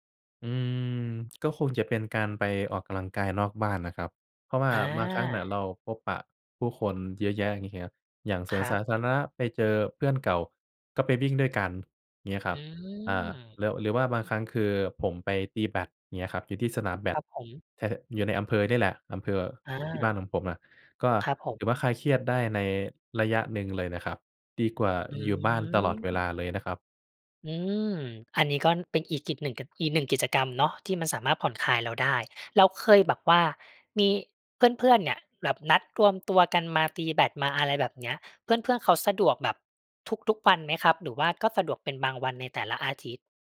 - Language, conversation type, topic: Thai, advice, จะเริ่มจัดสรรเวลาเพื่อทำกิจกรรมที่ช่วยเติมพลังให้ตัวเองได้อย่างไร?
- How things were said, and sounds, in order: tapping; other background noise